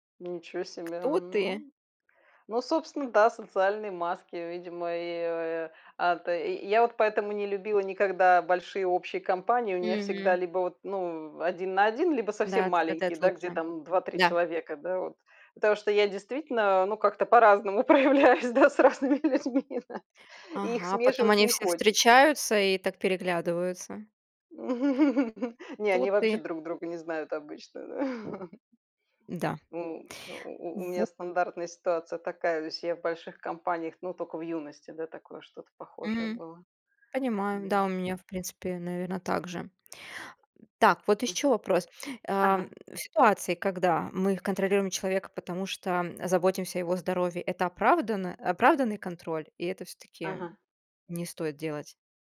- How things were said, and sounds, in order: tapping; laughing while speaking: "проявляюсь, да, с разными людьми, да"; laugh; "только" said as "токо"; other background noise; laugh; laugh; other noise
- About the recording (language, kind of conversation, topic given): Russian, unstructured, Как ты относишься к контролю в отношениях?